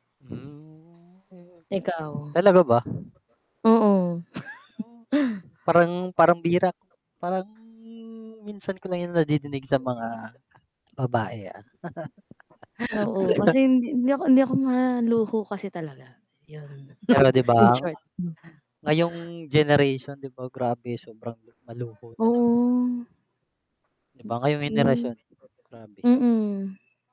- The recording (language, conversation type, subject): Filipino, unstructured, Mas pipiliin mo bang maging masaya pero walang pera, o maging mayaman pero laging malungkot?
- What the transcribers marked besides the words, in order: drawn out: "Hmm"; static; mechanical hum; wind; chuckle; chuckle; chuckle; distorted speech; background speech